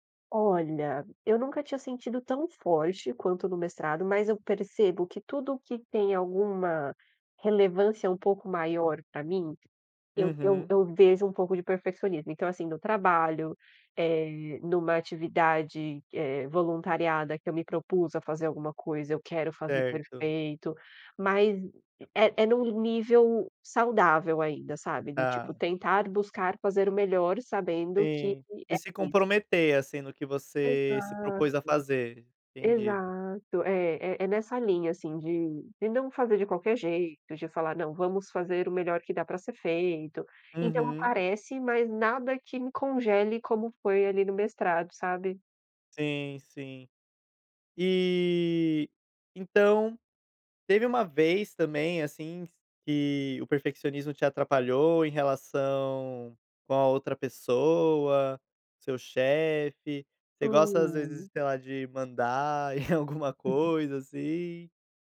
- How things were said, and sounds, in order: laugh
- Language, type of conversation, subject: Portuguese, podcast, O que você faz quando o perfeccionismo te paralisa?
- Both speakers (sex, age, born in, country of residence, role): female, 30-34, Brazil, Sweden, guest; male, 25-29, Brazil, Portugal, host